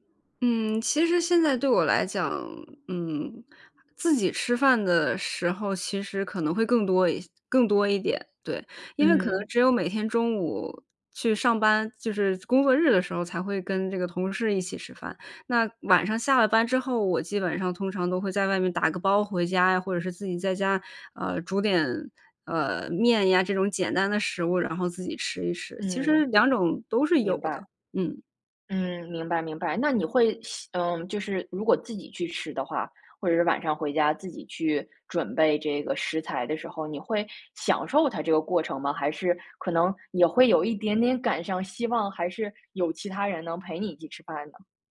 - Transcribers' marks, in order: none
- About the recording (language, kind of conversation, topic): Chinese, podcast, 你能聊聊一次大家一起吃饭时让你觉得很温暖的时刻吗？